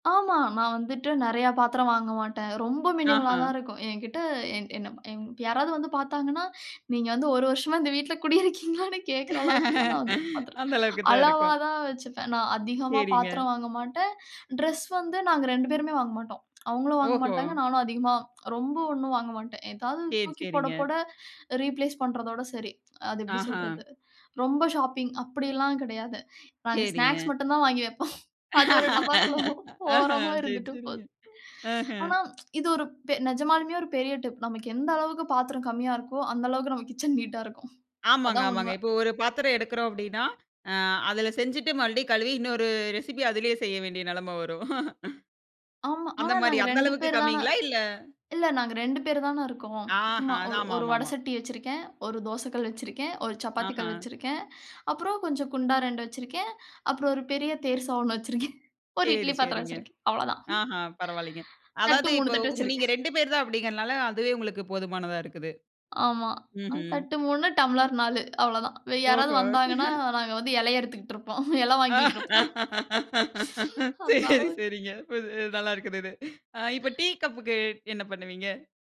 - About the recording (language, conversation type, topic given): Tamil, podcast, வீட்டை எப்போதும் சீராக வைத்துக்கொள்ள நீங்கள் எப்படித் தொடங்க வேண்டும் என்று கூறுவீர்களா?
- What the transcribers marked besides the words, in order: in English: "மினிமலா"; laughing while speaking: "குடியிருக்கீங்களான்னு கேக்குற அளவுக்கு"; laugh; other background noise; other noise; in English: "ரீப்ளேஸ்"; laugh; laughing while speaking: "வெப்போம். அது ஒரு டப்பாக்குள்ள ஓரமா இருந்துட்டு போது"; laugh; chuckle; laugh; laughing while speaking: "நாங்க வந்து எல அறுத்துக்கிட்ருப்போம். எல வாங்கிக்கிட்ருப்போம்"; laughing while speaking: "சரி. சரிங்க. இப் நல்லா இருக்குது இது"; "இலை" said as "எல"; laugh